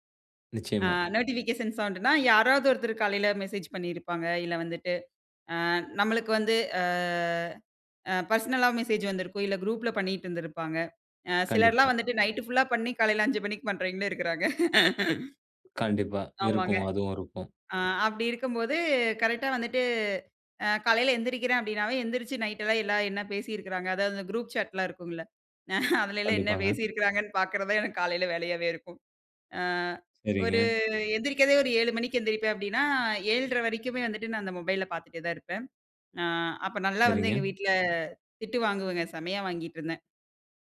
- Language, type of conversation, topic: Tamil, podcast, எழுந்ததும் உடனே தொலைபேசியைப் பார்க்கிறீர்களா?
- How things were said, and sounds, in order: laugh; chuckle